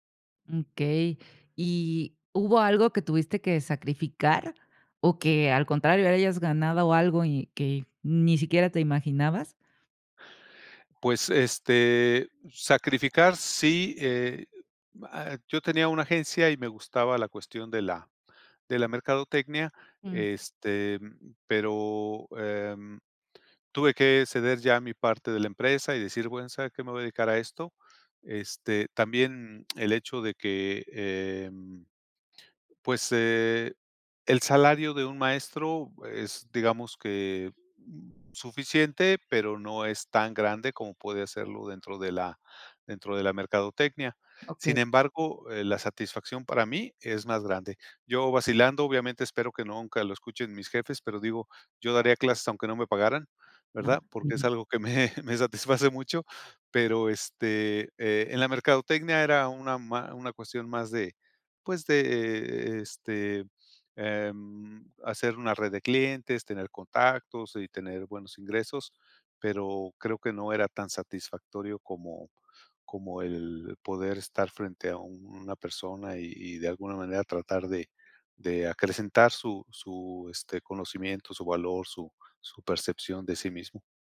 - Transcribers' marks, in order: other background noise
- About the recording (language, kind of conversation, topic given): Spanish, podcast, ¿Cuál ha sido una decisión que cambió tu vida?